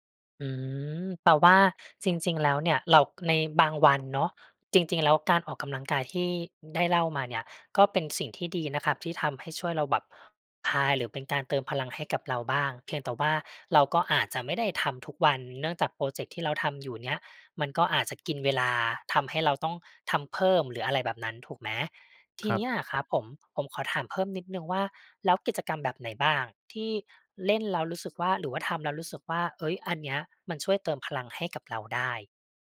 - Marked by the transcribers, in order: other background noise; tapping
- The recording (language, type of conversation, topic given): Thai, advice, จะเริ่มจัดสรรเวลาเพื่อทำกิจกรรมที่ช่วยเติมพลังให้ตัวเองได้อย่างไร?